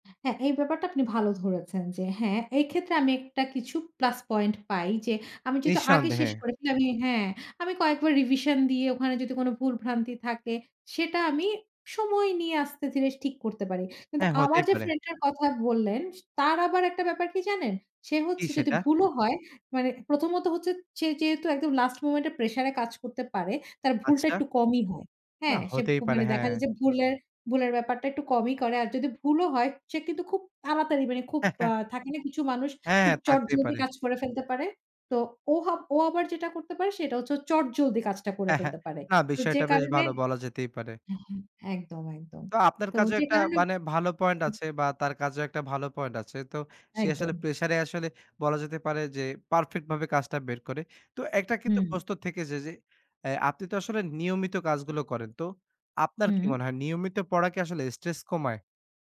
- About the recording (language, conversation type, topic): Bengali, podcast, ছাত্র হিসেবে তুমি কি পরীক্ষার আগে রাত জেগে পড়তে বেশি পছন্দ করো, নাকি নিয়মিত রুটিন মেনে পড়াশোনা করো?
- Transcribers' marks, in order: background speech; chuckle; chuckle; other background noise; unintelligible speech